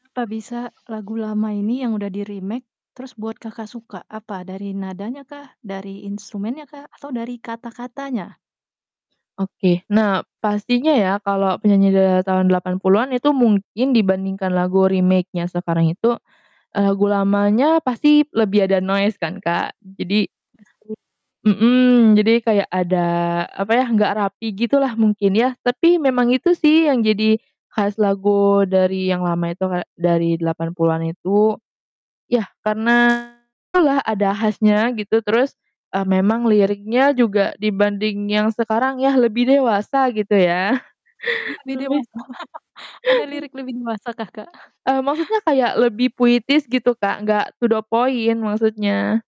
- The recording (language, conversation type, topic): Indonesian, podcast, Lagu apa yang selalu kamu nyanyikan saat karaoke?
- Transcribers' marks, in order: static; other background noise; in English: "di-remake"; in English: "remake-nya"; in English: "noise"; distorted speech; chuckle; laugh; in English: "to the point"